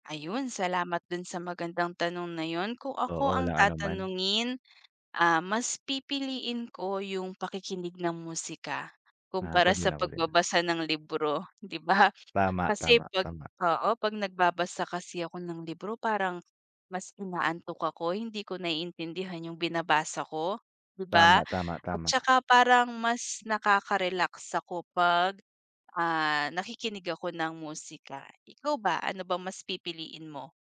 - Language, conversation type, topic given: Filipino, unstructured, Alin ang mas nakapagpaparelaks para sa iyo: pagbabasa o pakikinig ng musika?
- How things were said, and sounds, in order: none